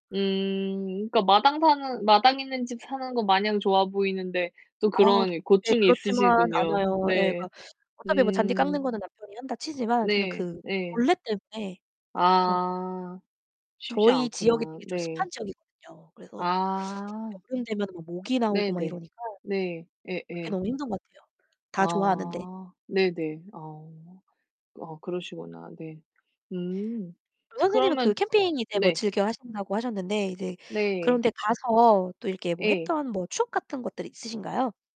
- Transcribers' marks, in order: static; other background noise; distorted speech
- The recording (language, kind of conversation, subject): Korean, unstructured, 요즘 가장 즐겨 하는 일은 무엇인가요?